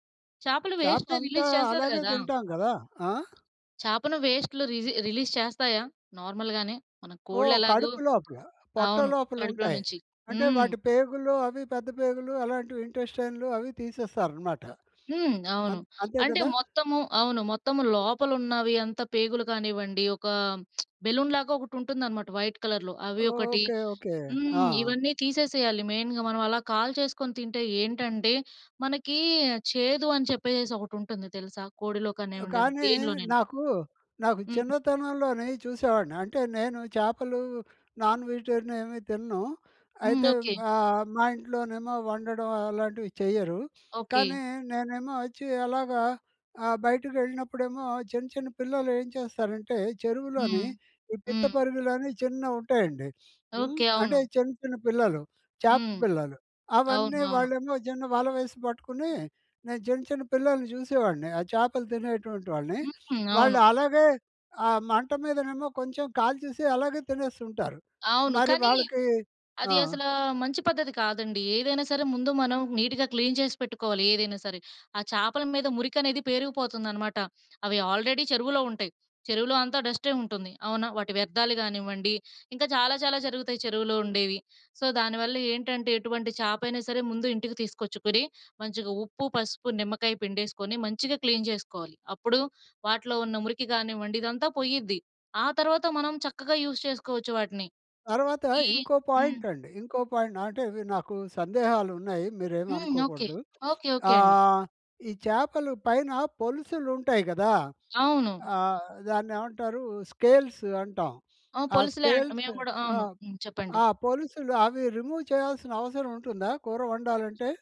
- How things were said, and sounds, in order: other background noise; in English: "వేస్ట్ఏజ్ రిలీస్"; in English: "నార్మల్"; lip smack; in English: "బెలూన్"; in English: "వైట్ కలర్‍లో"; in English: "మెయిన్‍గా"; in English: "నాన్ వెజిటేరియన్"; in English: "నీట్‌గా క్లీన్"; in English: "ఆల్రెడీ"; in English: "డస్టే"; in English: "సో"; in English: "క్లీన్"; in English: "యూస్"; in English: "పాయింట్"; in English: "పాయింట్"; in English: "స్కేల్స్"; in English: "స్కేల్స్"; in English: "రిమూవ్"
- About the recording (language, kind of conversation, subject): Telugu, podcast, అమ్మ వంటల వాసన ఇంటి అంతటా ఎలా పరిమళిస్తుంది?